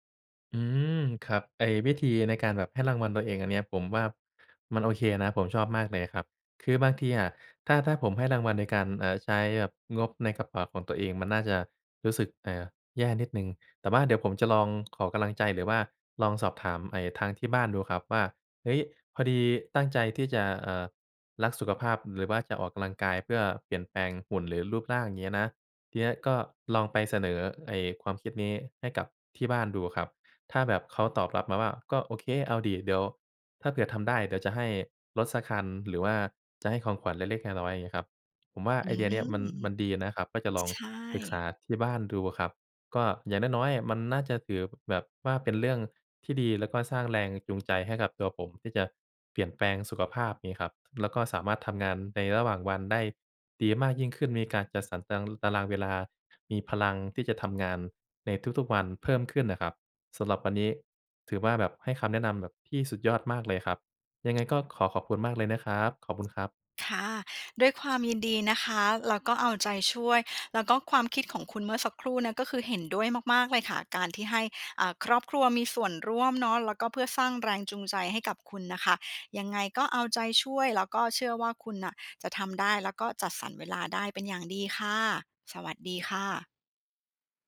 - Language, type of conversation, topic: Thai, advice, คุณรู้สึกอย่างไรกับการรักษาความสม่ำเสมอของกิจวัตรสุขภาพในช่วงที่งานยุ่ง?
- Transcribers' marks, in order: none